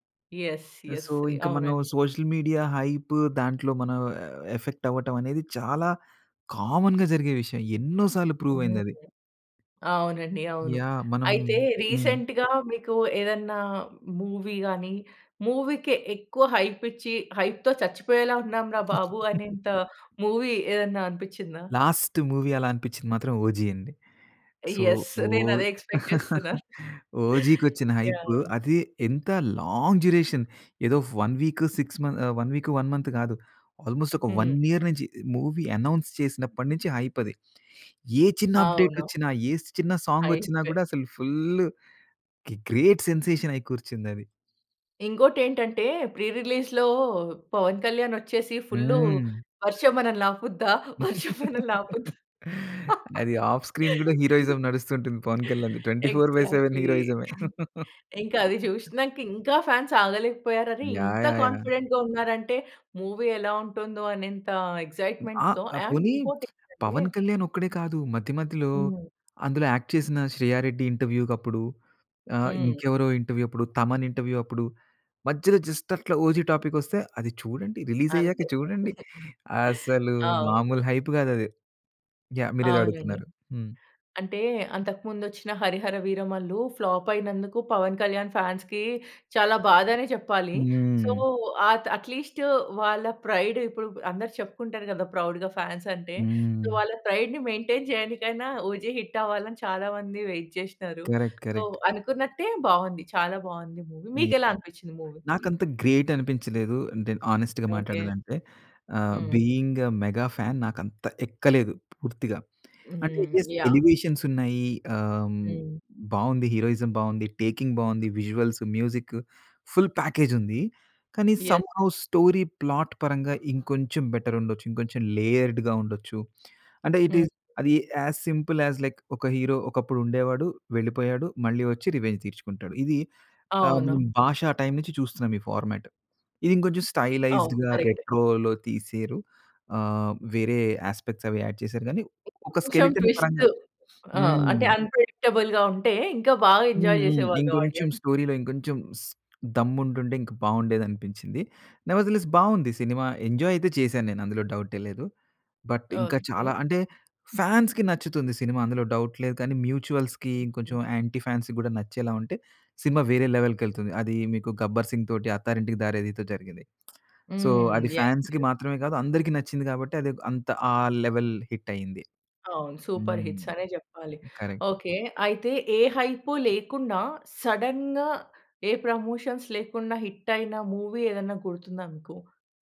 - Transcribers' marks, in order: in English: "సో"; in English: "సోషల్ మీడియా హైపు"; in English: "ఎఫెక్ట్"; in English: "కామన్‌గా"; in English: "ప్రూవ్"; other noise; in English: "రీసెంట్‌గా"; in English: "మూవీ"; in English: "మూవీకి"; in English: "హైప్"; in English: "హైప్‌తో"; giggle; in English: "మూవీ"; in English: "లాస్ట్ మూవీ"; in English: "యస్"; in English: "సో"; chuckle; in English: "ఎక్స్‌పెక్ట్"; in English: "హైప్"; in English: "లాంగ్ డ్యూరేషన్"; giggle; in English: "వన్ వీక్, సిక్స్ మంత్ వన్ వీక్, వన్ మంత్"; in English: "ఆల్‌మోస్ట్"; in English: "వన్ ఇయర్"; in English: "మూవీ అనౌన్స్"; in English: "హైప్"; in English: "అప్‌డేట్"; in English: "సాంగ్"; in English: "హైప్"; in English: "గ్రేట్ సెన్సేషన్"; in English: "ప్రి రిలీజ్‌లో"; laugh; in English: "ఆఫ్ స్క్రీన్"; laughing while speaking: "వర్షం మనల్ని ఆపుద్దా?"; in English: "హీరోయిజం"; chuckle; in English: "ఎగ్జాక్ట్‌లి!"; other background noise; in English: "ఫాన్స్"; chuckle; tapping; in English: "కాన్ఫిడెంట్‌గా"; in English: "మూవీ"; in English: "ఎక్సైట్మెంట్‌తో. అండ్"; in English: "యాక్ట్"; in English: "ఇంటర్వ్యూ"; in English: "ఇంటర్వ్యూ"; in English: "జస్ట్"; in English: "రిలీజ్"; giggle; in English: "హైప్"; in English: "ఫ్లాప్"; in English: "ఫాన్స్‌కి"; drawn out: "హ్మ్"; in English: "సొ"; in English: "ప్రౌడ్‌గా ఫాన్స్"; in English: "ప్రైడ్‌ని మెయింటైన్"; drawn out: "హ్మ్"; in English: "హిట్"; in English: "వైట్"; in English: "సో"; in English: "కరెక్ట్. కరెక్ట్"; in English: "మూవీ"; in English: "మూవీ?"; in English: "గ్రేట్"; in English: "హానెస్ట్‌గా"; in English: "బీయింగ్ ఏ మెగా ఫ్యాన్"; in English: "యెస్, ఎలివేషన్స్"; in English: "హీరోయిజం"; in English: "టేకింగ్"; in English: "ఫుల్ ప్యాకేజ్"; in English: "సమ్‌హో స్టోరీ ప్లాట్"; in English: "యెస్!"; in English: "బెటర్"; in English: "లేయర్డ్‌గా"; in English: "ఇటీస్"; in English: "యాజ్ సింపుల్ యాజ్ లైక్"; in English: "రివెంజ్"; in English: "ఫార్మాట్"; in English: "స్టైలైజ్‌డ్‌గా, రెట్రో‌లో"; in English: "యాస్పెక్ట్‌స్"; in English: "యాడ్"; in English: "స్కెలెటన్"; in English: "అన్‌ప్రెడిక్టబుల్"; in English: "ఎంజాయ్"; in English: "ఆడియన్స్"; in English: "స్టోరీలో"; in English: "నెవర్‌ద్ లెస్"; in English: "ఎంజాయ్"; in English: "బట్"; in English: "ఫాన్స్‌కి"; in English: "డౌట్"; in English: "మ్యూచుయల్స్‌కి"; in English: "యాంటీ ఫాన్స్‌కి"; in English: "యెస్. యెస్"; in English: "సో"; in English: "ఫాన్స్‌కి"; in English: "లెవెల్ హిట్"; in English: "సూపర్ హిట్స్"; in English: "కరెక్ట్"; in English: "సడెన్‌గా"; in English: "ప్రమోషన్స్"; in English: "మూవీ"
- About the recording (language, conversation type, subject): Telugu, podcast, సోషల్ మీడియాలో వచ్చే హైప్ వల్ల మీరు ఏదైనా కార్యక్రమం చూడాలనే నిర్ణయం మారుతుందా?